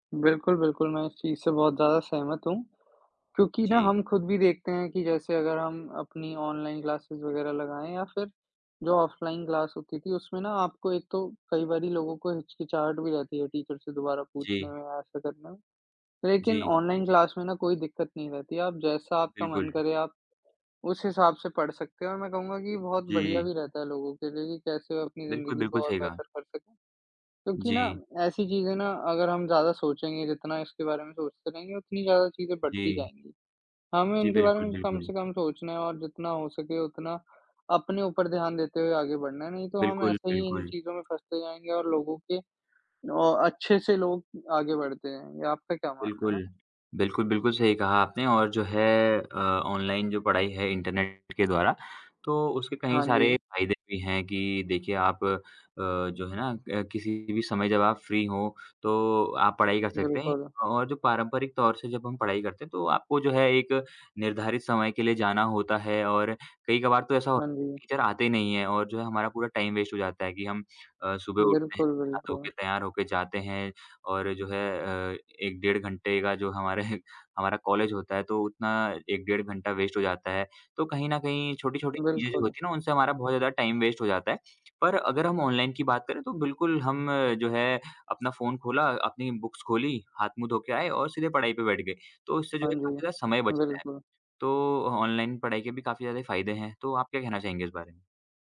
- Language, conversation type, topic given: Hindi, unstructured, इंटरनेट ने हमारी पढ़ाई को कैसे बदला है?
- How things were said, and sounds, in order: in English: "ऑनलाइन क्लासेस"; in English: "ऑफलाइन क्लास"; in English: "टीचर"; in English: "ऑनलाइन क्लास"; in English: "फ्री"; in English: "टीचर"; in English: "टाइम वेस्ट"; laughing while speaking: "हमारे"; in English: "वेस्ट"; in English: "टाइम वेस्ट"; in English: "बुक्स"